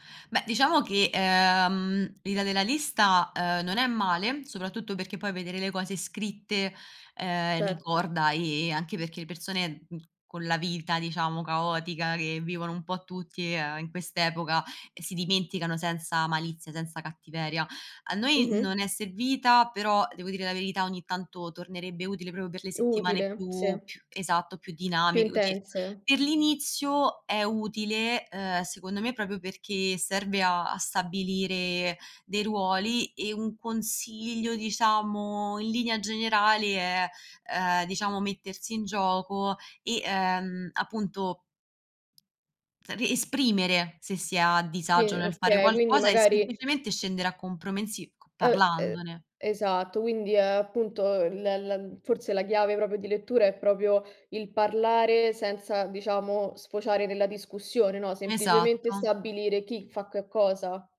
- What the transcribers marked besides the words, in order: other background noise; tapping
- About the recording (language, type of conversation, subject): Italian, podcast, Com’è organizzata la divisione dei compiti in casa con la famiglia o con i coinquilini?